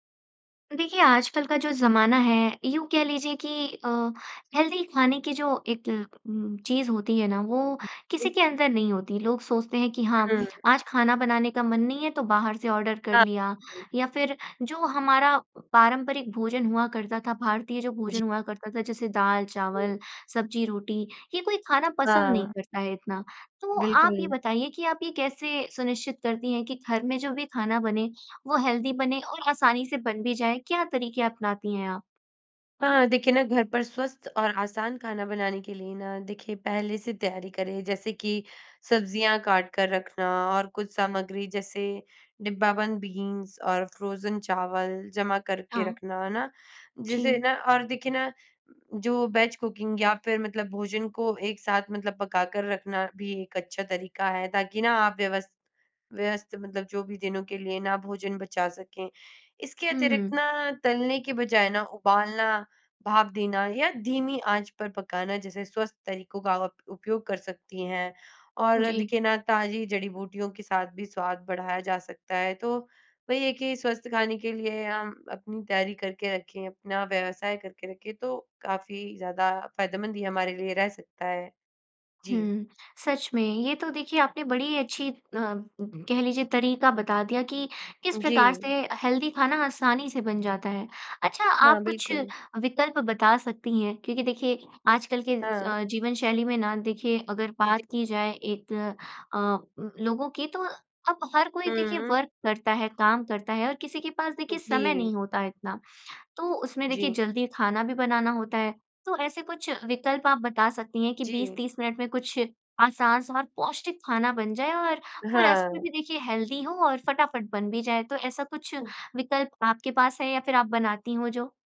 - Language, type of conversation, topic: Hindi, podcast, घर में पौष्टिक खाना बनाना आसान कैसे किया जा सकता है?
- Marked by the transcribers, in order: in English: "हेल्दी"; in English: "ऑर्डर"; unintelligible speech; in English: "हेल्दी"; in English: "बीन्स"; in English: "फ्रोज़न"; in English: "वेज कुकिंग"; in English: "हेल्दी"; in English: "वर्क"; in English: "हेल्दी"